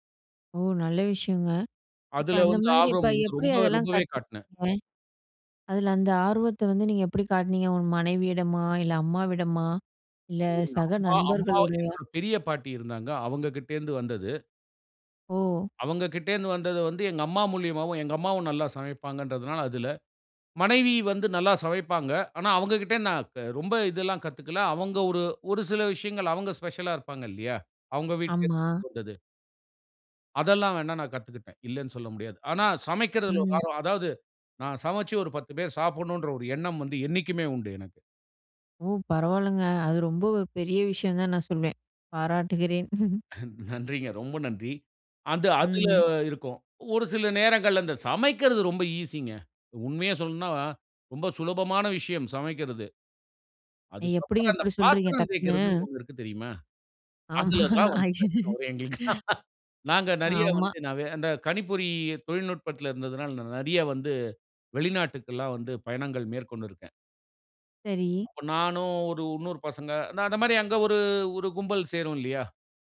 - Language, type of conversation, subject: Tamil, podcast, உங்களுக்குப் பிடித்த ஆர்வப்பணி எது, அதைப் பற்றி சொல்லுவீர்களா?
- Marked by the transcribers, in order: unintelligible speech; in English: "ஸ்பெஷலா"; chuckle; "சொல்லனுனா" said as "சொன்னுனா"; laughing while speaking: "ஆமா"; laugh; unintelligible speech; laughing while speaking: "ஆமா"